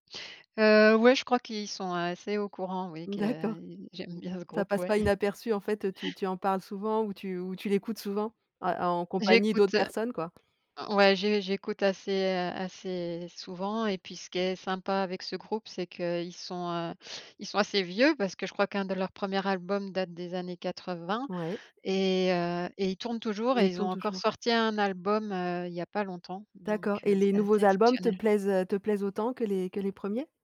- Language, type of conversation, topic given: French, podcast, Quelle chanson représente une période clé de ta vie?
- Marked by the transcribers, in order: none